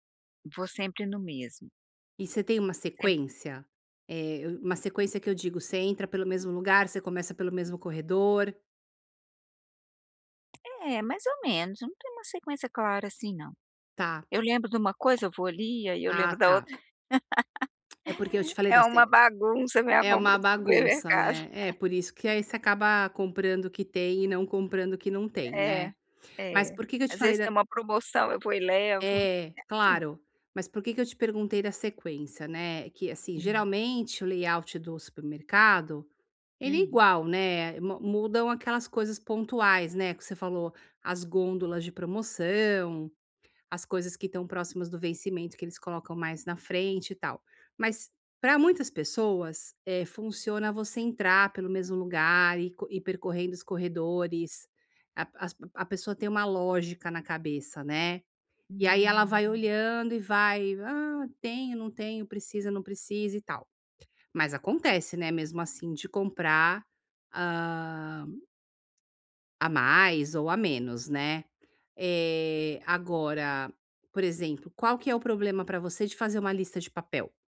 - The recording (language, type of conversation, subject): Portuguese, advice, Como posso fazer compras rápidas e eficientes usando uma lista organizada?
- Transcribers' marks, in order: tapping; laugh; laugh